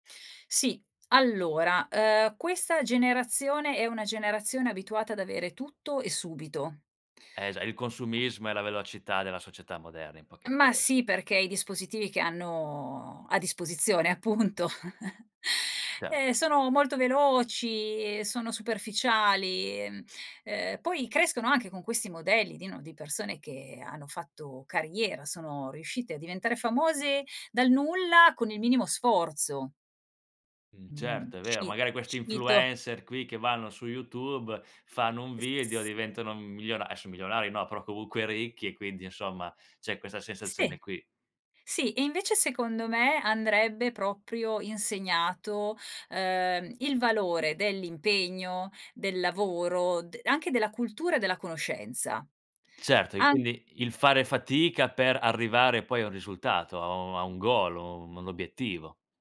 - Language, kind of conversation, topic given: Italian, podcast, Quali valori della tua famiglia vuoi tramandare, e perché?
- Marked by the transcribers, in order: other background noise; drawn out: "hanno"; chuckle; drawn out: "veloci"; tapping